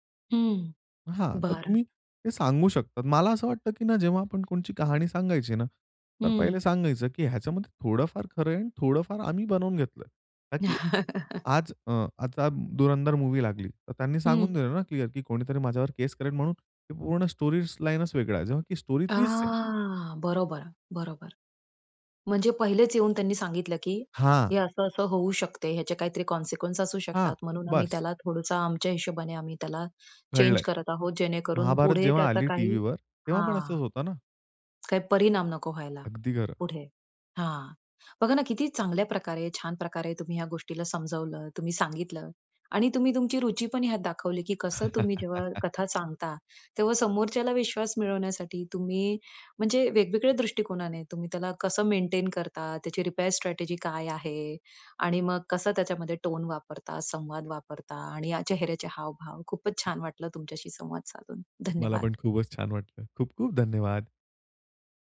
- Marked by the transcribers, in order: chuckle; in English: "स्टोरी"; in English: "स्टोरी"; surprised: "आह!"; in English: "कॉन्सिक्वन्स"; other background noise; in English: "चेंज"; chuckle; in English: "रिपेअर स्ट्रॅटेजी"
- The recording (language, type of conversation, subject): Marathi, podcast, कथा सांगताना समोरच्या व्यक्तीचा विश्वास कसा जिंकतोस?